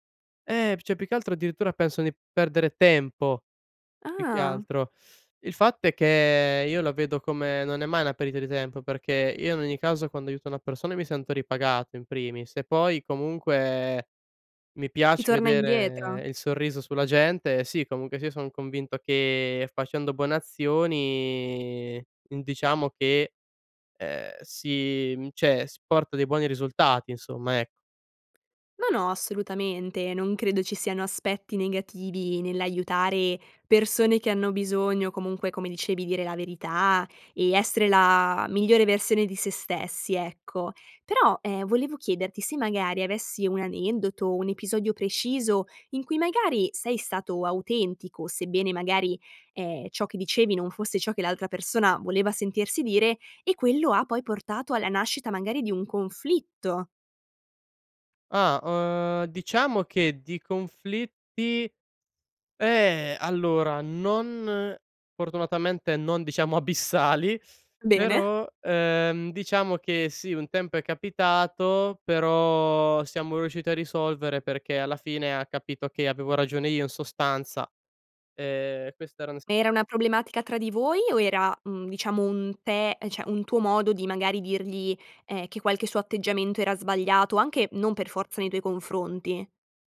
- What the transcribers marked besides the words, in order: "cioè" said as "ceh"; other background noise; "cioè" said as "ceh"; laughing while speaking: "abissali"; unintelligible speech; "cioè" said as "ceh"
- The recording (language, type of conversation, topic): Italian, podcast, Cosa significa per te essere autentico, concretamente?
- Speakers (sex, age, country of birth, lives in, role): female, 20-24, Italy, Italy, host; male, 20-24, Italy, Italy, guest